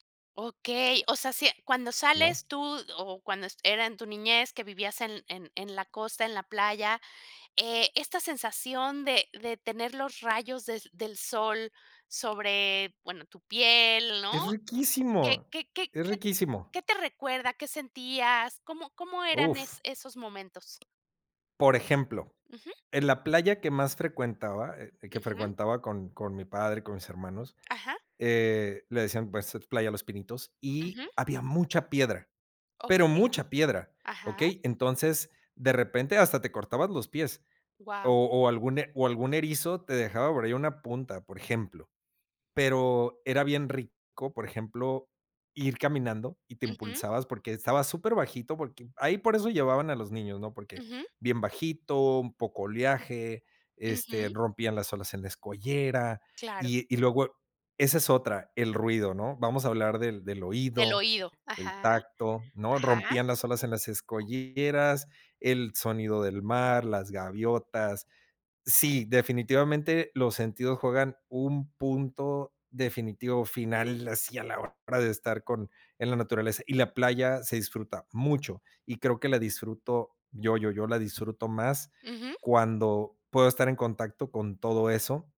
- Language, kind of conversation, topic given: Spanish, podcast, ¿Qué papel juegan tus sentidos en tu práctica al aire libre?
- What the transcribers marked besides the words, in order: tapping